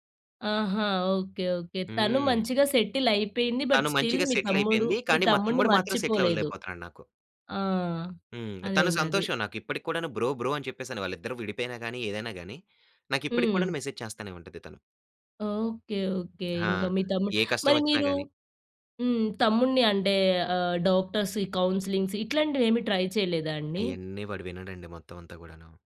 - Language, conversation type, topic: Telugu, podcast, మిత్రుడు లేదా కుటుంబసభ్యుడు ఒంటరితనంతో బాధపడుతున్నప్పుడు మీరు ఎలా సహాయం చేస్తారు?
- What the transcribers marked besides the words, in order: in English: "సెటిల్"; in English: "స్టిల్"; in English: "సెటిల్"; in English: "బ్రో బ్రో"; in English: "మెసేజ్"; in English: "డాక్టర్స్, కౌన్సిలింగ్స్"; in English: "ట్రై"